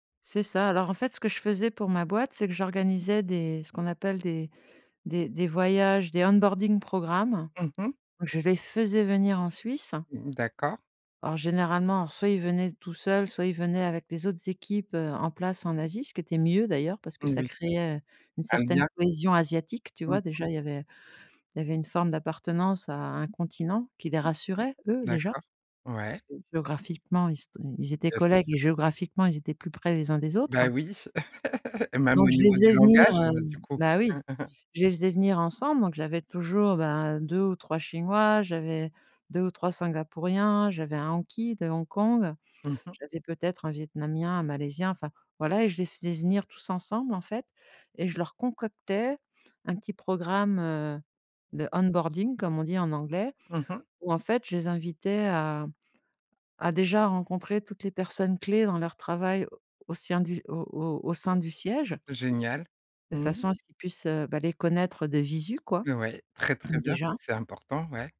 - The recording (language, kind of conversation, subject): French, podcast, Comment mieux inclure les personnes qui se sentent isolées ?
- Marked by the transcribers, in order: in English: "onboarding program"; laugh; laugh; in English: "onboarding"; unintelligible speech